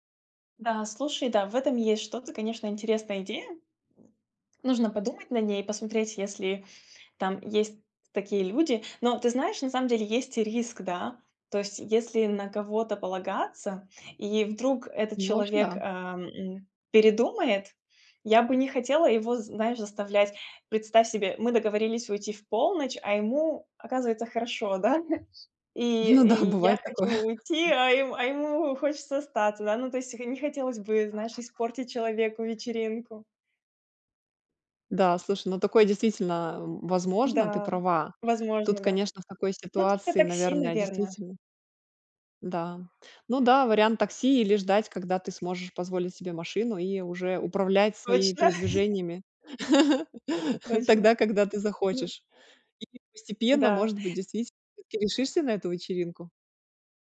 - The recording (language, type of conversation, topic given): Russian, advice, Как справиться с неловкостью на вечеринках и в компании?
- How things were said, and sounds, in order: grunt; laughing while speaking: "Ну да, бывает такое"; laugh; other background noise; tapping; laugh